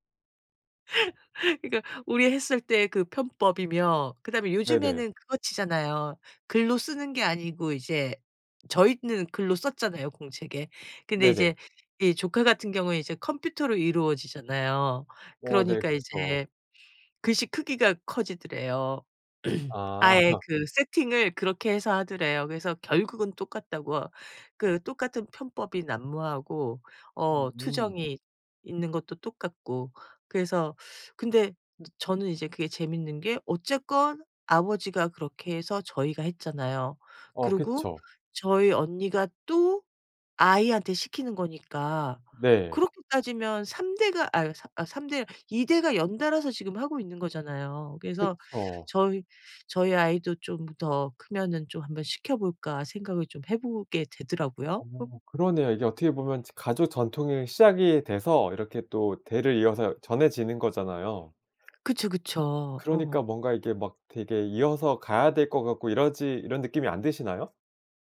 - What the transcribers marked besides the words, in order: laugh; throat clearing; laugh; other noise; other background noise
- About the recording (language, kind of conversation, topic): Korean, podcast, 집안에서 대대로 이어져 내려오는 전통에는 어떤 것들이 있나요?